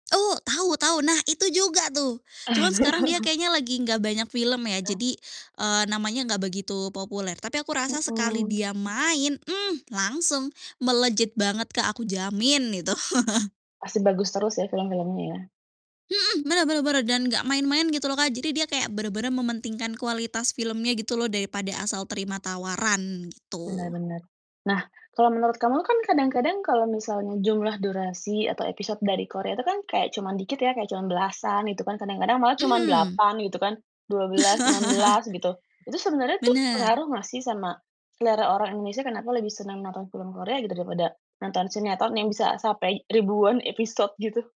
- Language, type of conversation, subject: Indonesian, podcast, Mengapa drama Korea bisa begitu populer di Indonesia menurut kamu?
- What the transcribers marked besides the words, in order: distorted speech; chuckle; chuckle; static; tapping; laugh